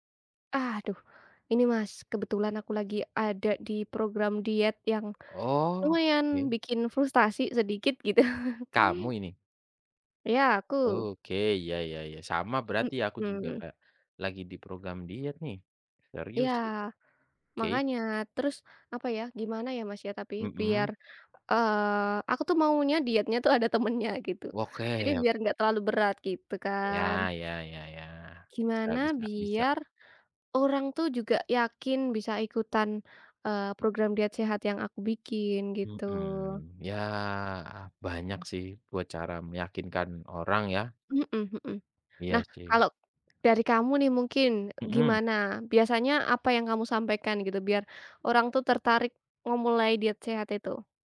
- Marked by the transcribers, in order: tapping; chuckle; laughing while speaking: "temannya"
- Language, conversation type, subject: Indonesian, unstructured, Bagaimana cara kamu meyakinkan seseorang untuk mengikuti program diet sehat?